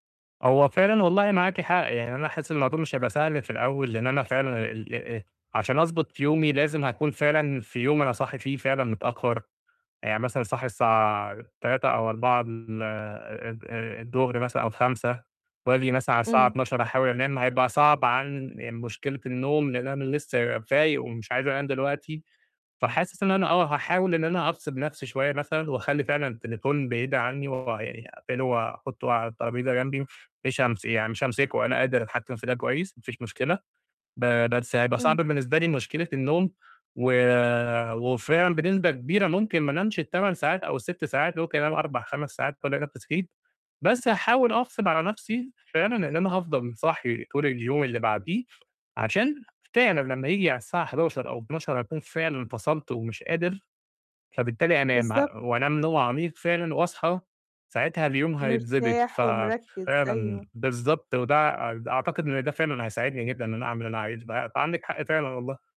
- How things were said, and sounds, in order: distorted speech
- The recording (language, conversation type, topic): Arabic, advice, إزاي أقدر أستمر على عادة يومية بسيطة من غير ما أزهق؟